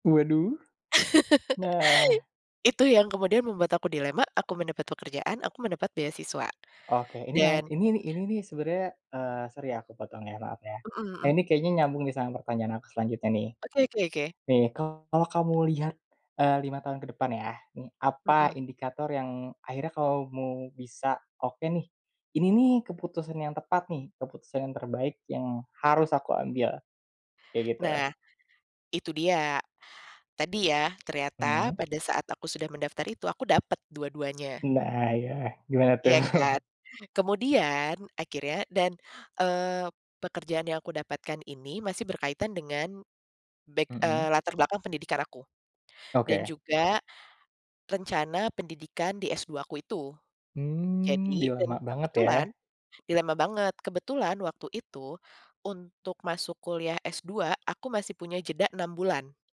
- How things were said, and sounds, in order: laugh; tapping; in English: "sorry"; chuckle; in English: "back"
- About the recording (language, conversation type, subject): Indonesian, podcast, Bagaimana kamu memutuskan untuk melanjutkan sekolah atau langsung bekerja?